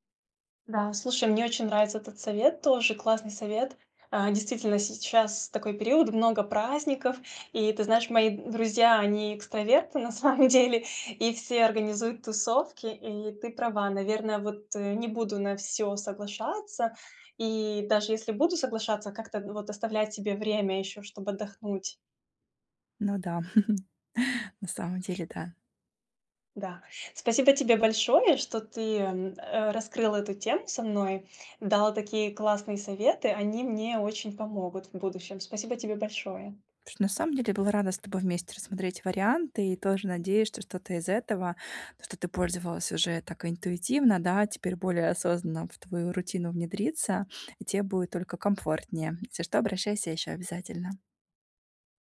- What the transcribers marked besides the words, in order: laughing while speaking: "самом"; chuckle; chuckle; other background noise
- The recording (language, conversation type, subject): Russian, advice, Как справиться с давлением и дискомфортом на тусовках?